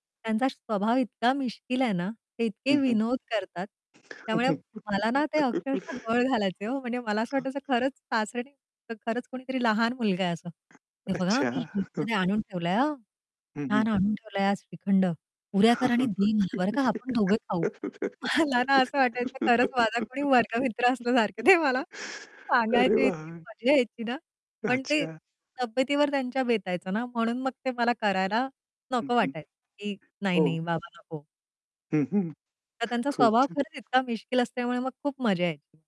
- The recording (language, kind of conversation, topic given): Marathi, podcast, आहारावर निर्बंध असलेल्या व्यक्तींसाठी तुम्ही मेन्यू कसा तयार करता?
- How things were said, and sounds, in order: tapping; laugh; distorted speech; other background noise; laughing while speaking: "मला ना असं वाटायचं, खरंच माझा कोणी वर्गमित्र असल्यासारखं, दे मला. सांगायचे"; laugh; laughing while speaking: "अरे वाह!"